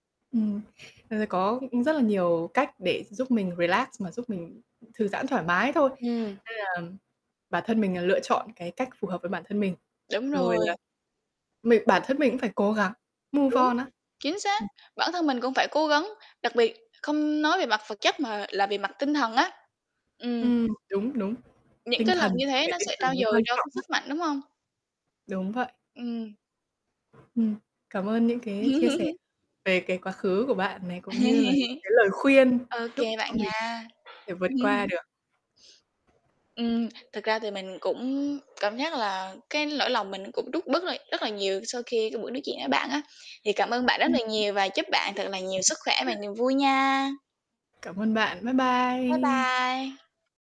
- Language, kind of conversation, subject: Vietnamese, unstructured, Làm thế nào để cân bằng giữa nỗi đau và cuộc sống hiện tại?
- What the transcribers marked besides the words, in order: in English: "relax"; other background noise; distorted speech; in English: "move on"; tapping; laugh; laugh; laugh; static; unintelligible speech; chuckle